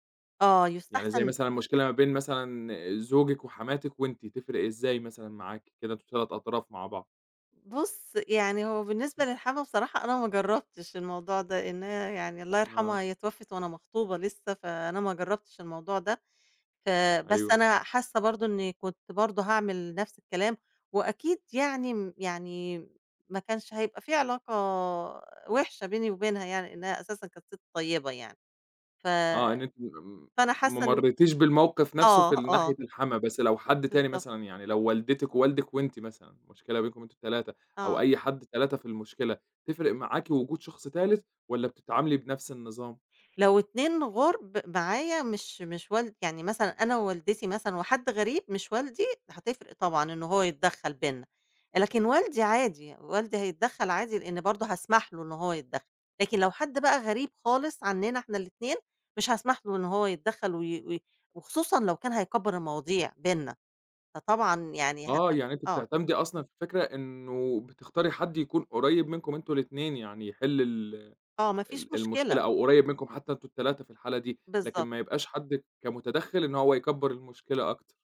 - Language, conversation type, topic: Arabic, podcast, إزاي أصلّح علاقتي بعد سوء تفاهم كبير؟
- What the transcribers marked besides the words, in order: none